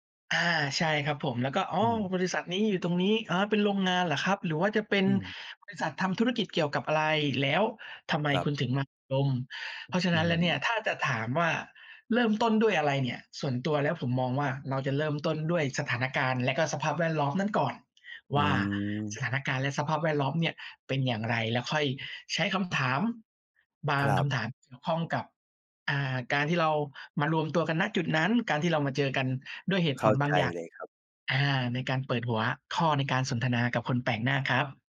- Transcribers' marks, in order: other noise
- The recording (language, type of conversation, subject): Thai, podcast, คุณมีเทคนิคในการเริ่มคุยกับคนแปลกหน้ายังไงบ้าง?